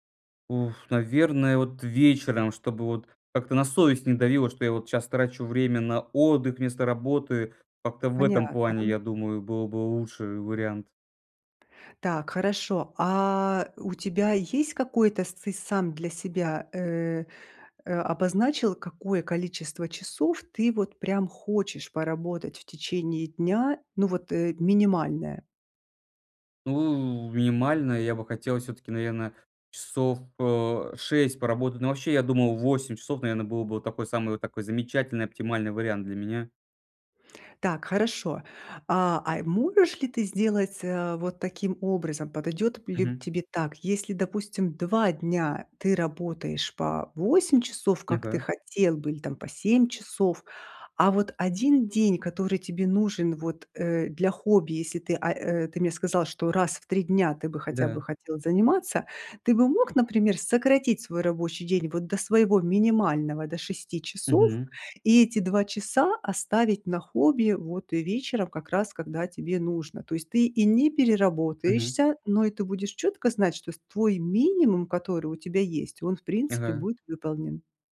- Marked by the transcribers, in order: tapping
- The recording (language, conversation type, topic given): Russian, advice, Как найти баланс между работой и личными увлечениями, если из-за работы не хватает времени на хобби?